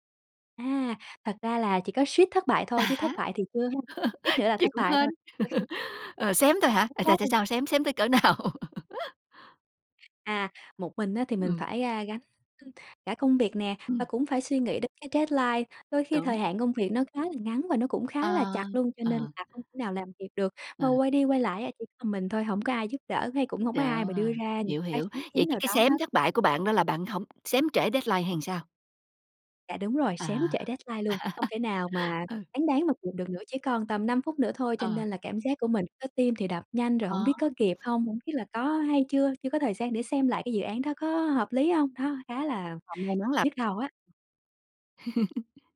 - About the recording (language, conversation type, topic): Vietnamese, podcast, Bạn thích làm việc một mình hay làm việc nhóm hơn, và vì sao?
- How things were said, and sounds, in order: laugh; unintelligible speech; unintelligible speech; laughing while speaking: "nào?"; laugh; other background noise; tapping; in English: "deadline"; in English: "deadline"; in English: "deadline"; laugh; unintelligible speech; laugh